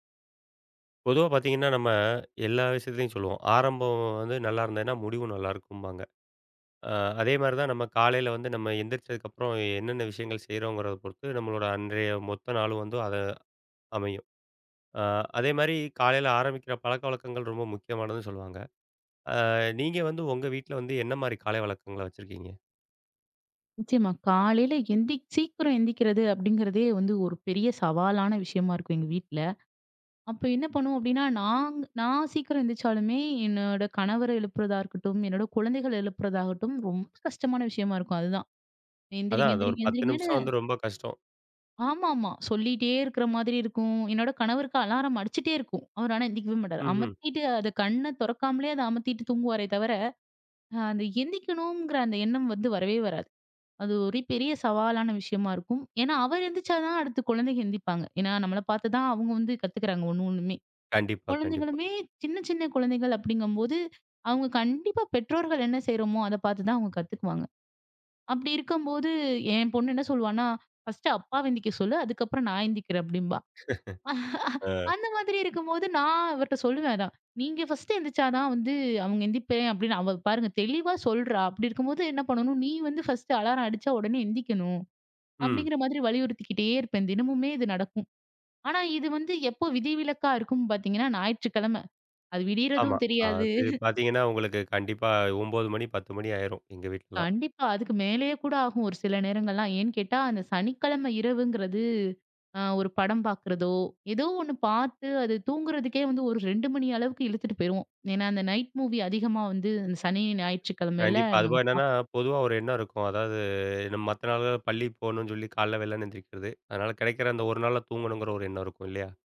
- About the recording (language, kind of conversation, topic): Tamil, podcast, உங்கள் வீட்டில் காலை வழக்கம் எப்படி இருக்கிறது?
- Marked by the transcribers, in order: other noise; drawn out: "இருக்கும்போது"; laugh; chuckle; chuckle